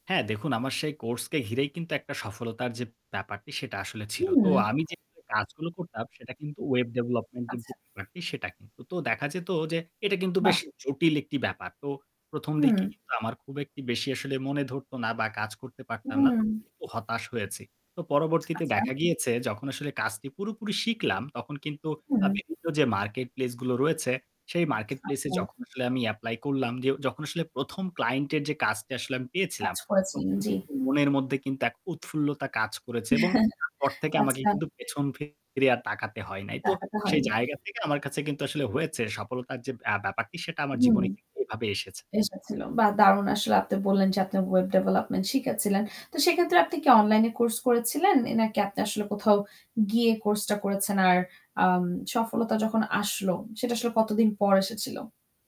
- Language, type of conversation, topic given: Bengali, podcast, সমাজের প্রত্যাশা উপেক্ষা করে নিজে সিদ্ধান্ত নেওয়ার অভিজ্ঞতা কেমন ছিল?
- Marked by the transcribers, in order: static; unintelligible speech; distorted speech; tapping; other background noise; chuckle